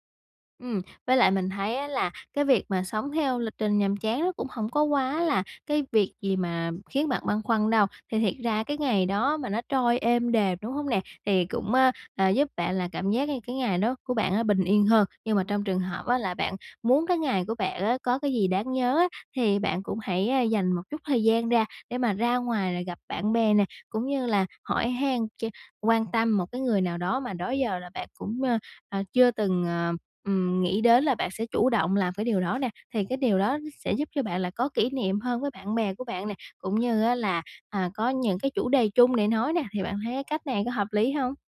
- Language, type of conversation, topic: Vietnamese, advice, Làm thế nào để tôi thoát khỏi lịch trình hằng ngày nhàm chán và thay đổi thói quen sống?
- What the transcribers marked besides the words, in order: tapping